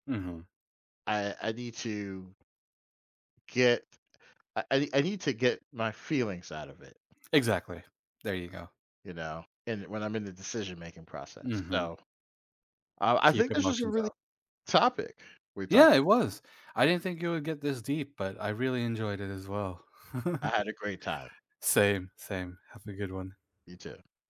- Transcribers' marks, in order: other background noise; chuckle
- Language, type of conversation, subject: English, unstructured, How do memories from the past shape the way you live your life today?
- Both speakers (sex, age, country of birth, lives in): male, 35-39, United States, United States; male, 50-54, United States, United States